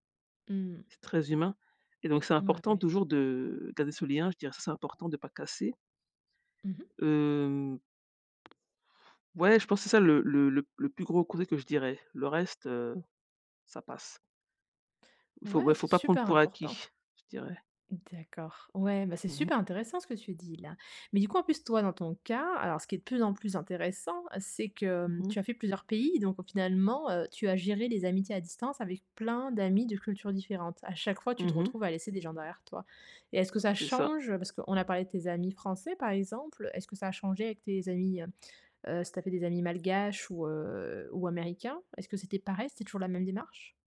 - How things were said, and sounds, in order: tapping; stressed: "super"; stressed: "super"
- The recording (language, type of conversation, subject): French, podcast, Comment maintiens-tu des amitiés à distance ?